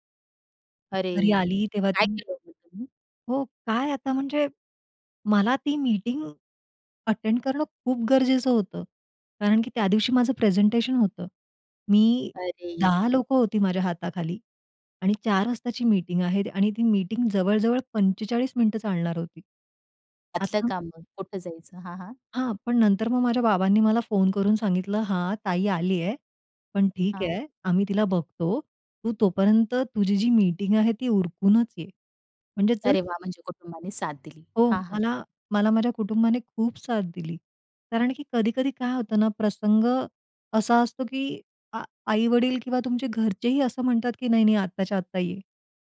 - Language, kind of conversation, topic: Marathi, podcast, कुटुंब आणि करिअर यांच्यात कसा समतोल साधता?
- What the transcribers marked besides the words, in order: tapping; in English: "अटेंड"; drawn out: "अरेरे"; other noise